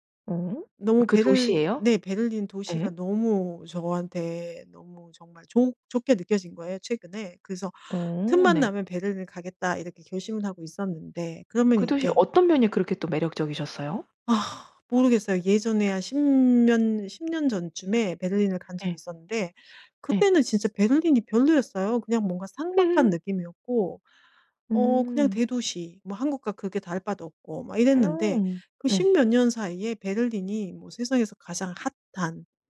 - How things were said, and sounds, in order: laughing while speaking: "흐흠"; other background noise
- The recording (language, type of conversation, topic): Korean, podcast, 일에 지칠 때 주로 무엇으로 회복하나요?